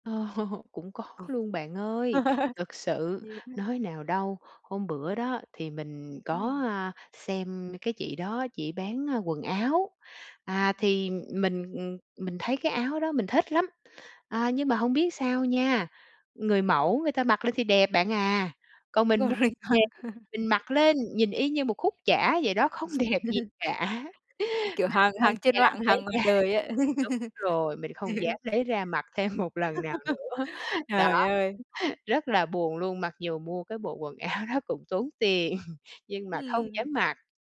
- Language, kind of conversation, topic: Vietnamese, advice, Làm thế nào để hạn chế cám dỗ mua sắm không cần thiết đang làm ảnh hưởng đến việc tiết kiệm của bạn?
- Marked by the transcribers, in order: laugh; other background noise; laugh; tapping; laughing while speaking: "Còn mình mặc"; laugh; laughing while speaking: "đẹp gì cả!"; laugh; laughing while speaking: "ra"; laugh; laughing while speaking: "thêm"; laugh; laughing while speaking: "nữa"; laugh; laughing while speaking: "áo đó"; laughing while speaking: "tiền"